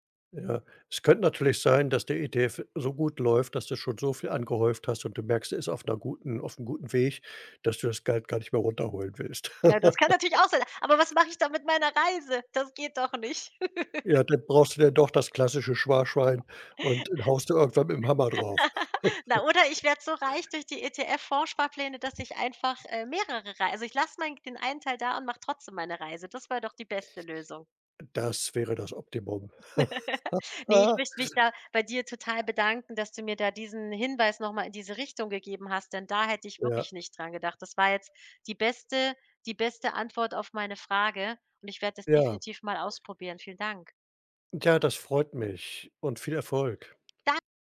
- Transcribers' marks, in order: surprised: "Ja, das kann natürlich auch … geht doch nicht"; chuckle; other background noise; chuckle; laugh; "Sparschwein" said as "Schwarschwein"; tapping; chuckle; chuckle
- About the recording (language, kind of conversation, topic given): German, advice, Wie kann ich meine Ausgaben reduzieren, wenn mir dafür die Motivation fehlt?